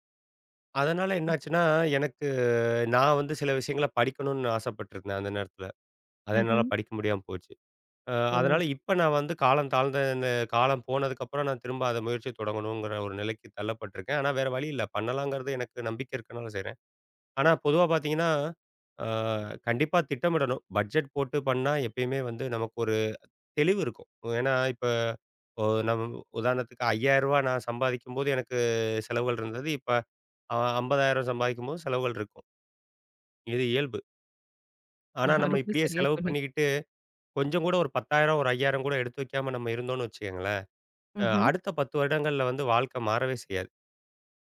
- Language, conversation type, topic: Tamil, podcast, பணத்தை இன்றே செலவிடலாமா, சேமிக்கலாமா என்று நீங்கள் எப்படி முடிவு செய்கிறீர்கள்?
- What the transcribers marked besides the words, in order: drawn out: "எனக்கு"; chuckle